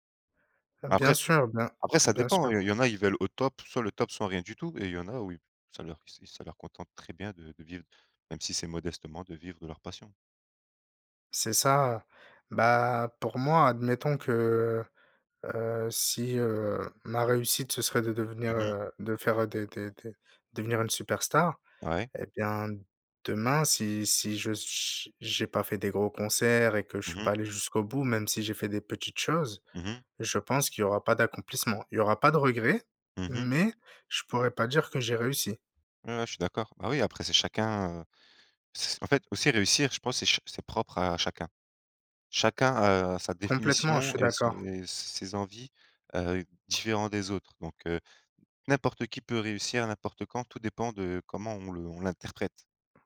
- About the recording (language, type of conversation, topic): French, unstructured, Qu’est-ce que réussir signifie pour toi ?
- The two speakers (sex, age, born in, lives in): male, 30-34, France, France; male, 30-34, France, France
- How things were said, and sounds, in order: none